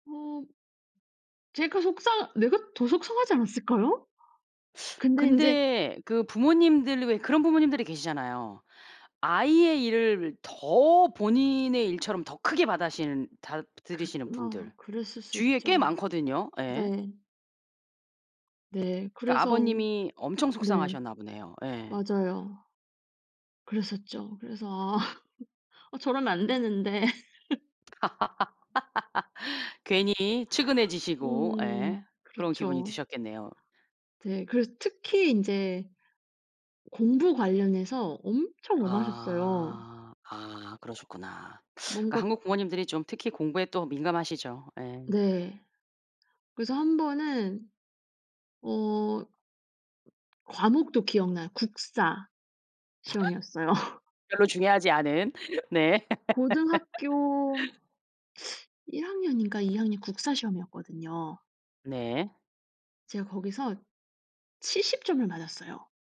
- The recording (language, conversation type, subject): Korean, podcast, 자녀가 실패했을 때 부모는 어떻게 반응해야 할까요?
- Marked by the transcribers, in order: teeth sucking; other background noise; laughing while speaking: "아. 어, 저러면 안 되는데"; laugh; teeth sucking; laugh; teeth sucking; laugh